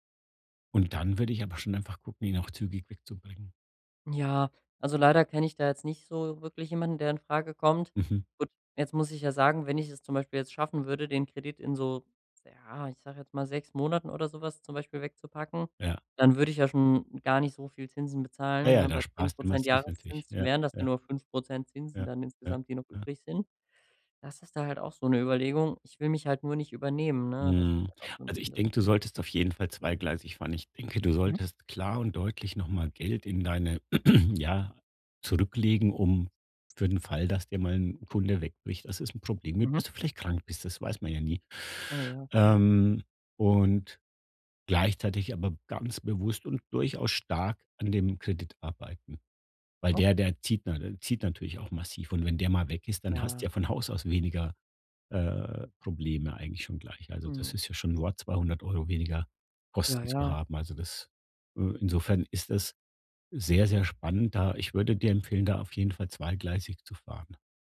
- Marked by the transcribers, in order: other background noise; unintelligible speech
- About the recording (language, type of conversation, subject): German, advice, Wie kann ich in der frühen Gründungsphase meine Liquidität und Ausgabenplanung so steuern, dass ich das Risiko gering halte?